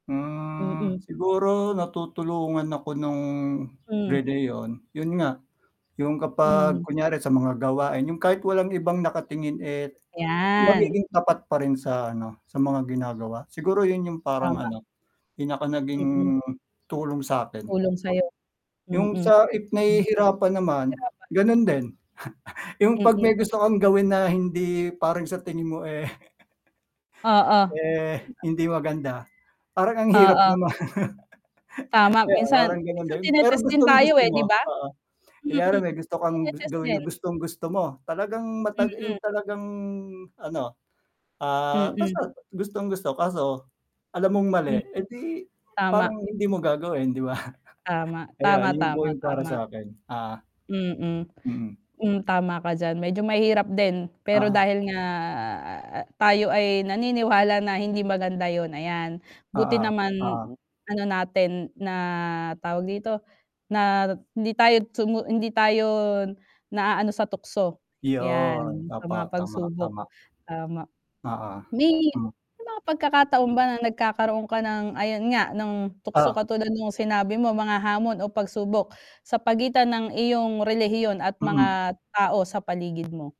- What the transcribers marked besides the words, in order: static; mechanical hum; distorted speech; scoff; chuckle; laughing while speaking: "naman"; chuckle; chuckle
- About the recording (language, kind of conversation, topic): Filipino, unstructured, Paano nakaaapekto ang relihiyon sa pang-araw-araw mong buhay?